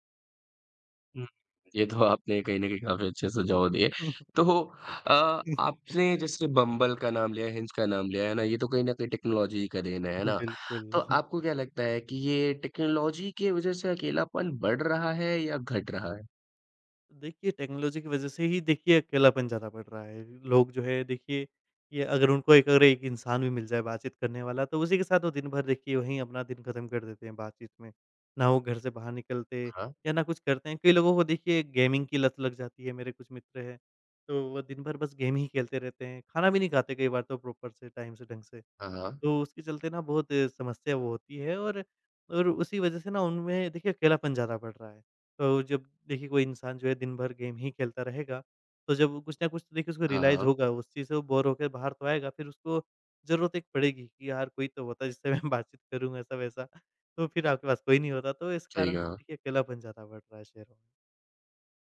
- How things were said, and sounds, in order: laughing while speaking: "आपने"; chuckle; in English: "टेक्नोलॉजी"; chuckle; in English: "टेक्नोलॉजी"; in English: "टेक्नोलॉजी"; in English: "गेमिंग"; in English: "गेम"; in English: "प्रॉपर"; in English: "टाइम"; in English: "गेम"; in English: "रियलाइज़"; in English: "बोर"; laughing while speaking: "मैं बातचीत करूँ ऐसा-वैसा"
- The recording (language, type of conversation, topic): Hindi, podcast, शहर में अकेलापन कम करने के क्या तरीके हो सकते हैं?